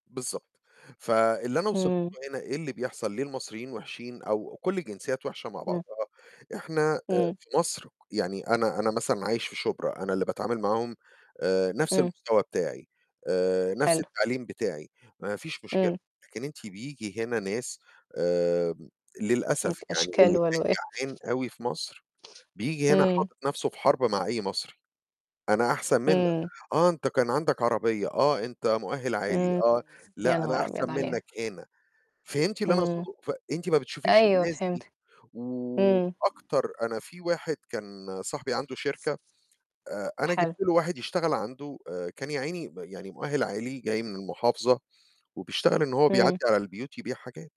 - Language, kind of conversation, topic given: Arabic, unstructured, هل عمرك حسّيت بالخذلان من صاحب قريب منك؟
- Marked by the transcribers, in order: distorted speech; other background noise; tapping; mechanical hum